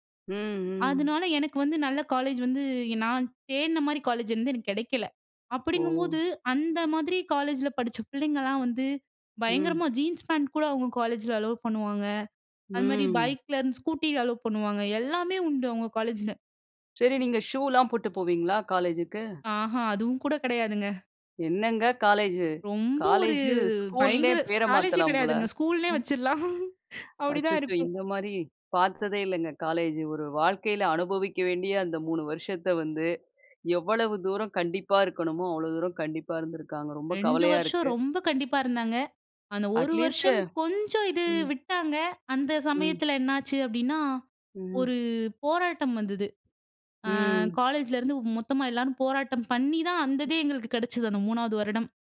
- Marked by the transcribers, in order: in English: "அலோவ்"; sad: "ஆஹா அதுவும் கூட கெடையாதுங்க"; sad: "என்னங்க காலேஜு? காலேஜு ஸ்கூல்லயே பேர … ரொம்ப கவலையா இருக்கு"; laugh; other noise; laughing while speaking: "ஸ்கூல்னே வச்சுரலாம்"; in English: "அட்லீஸ்ட்டு"; tapping
- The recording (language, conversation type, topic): Tamil, podcast, பள்ளி மற்றும் கல்லூரி நாட்களில் உங்கள் ஸ்டைல் எப்படி இருந்தது?